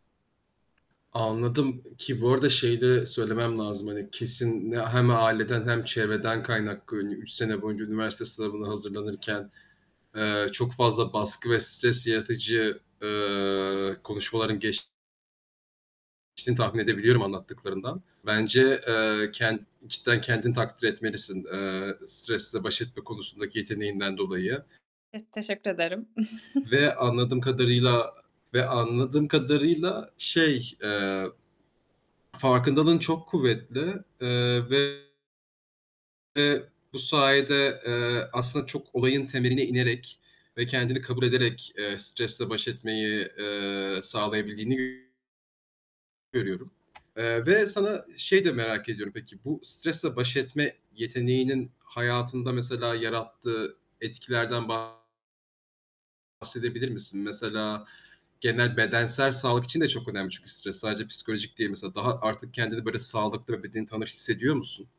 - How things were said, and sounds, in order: tapping; static; other background noise; distorted speech; chuckle
- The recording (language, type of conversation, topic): Turkish, podcast, Stresle başa çıkarken sence hangi alışkanlıklar işe yarıyor?
- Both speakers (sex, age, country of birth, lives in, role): female, 25-29, Turkey, Spain, guest; male, 25-29, Turkey, Greece, host